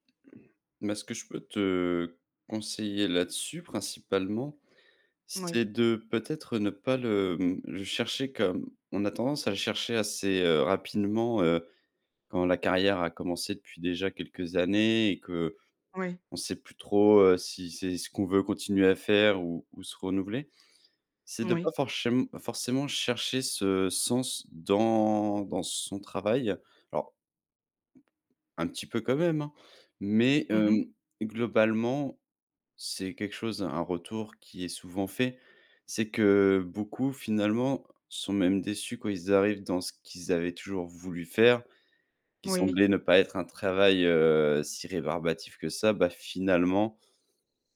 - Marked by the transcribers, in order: stressed: "son"
- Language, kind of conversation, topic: French, advice, Comment puis-je redonner du sens à mon travail au quotidien quand il me semble routinier ?